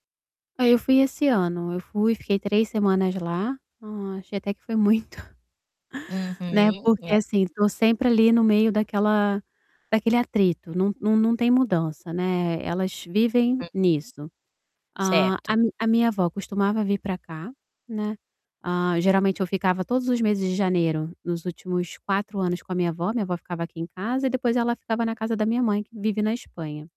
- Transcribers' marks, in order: chuckle; static
- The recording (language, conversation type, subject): Portuguese, advice, Como posso estabelecer limites saudáveis com parentes sem brigar?